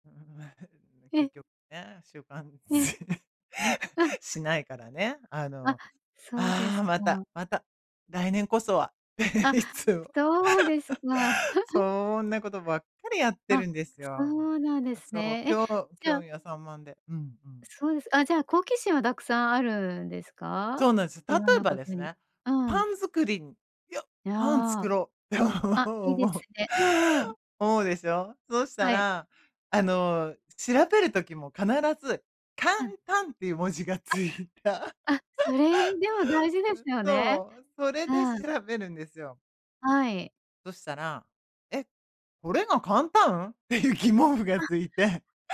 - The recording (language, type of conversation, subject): Japanese, advice, 毎日続けられるコツや習慣はどうやって見つけますか？
- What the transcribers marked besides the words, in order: unintelligible speech; laugh; laugh; laughing while speaking: "いつも"; laugh; laugh; laughing while speaking: "て思う"; stressed: "簡単"; laughing while speaking: "文字がついた"; laugh; laughing while speaking: "っていう疑問符がついて"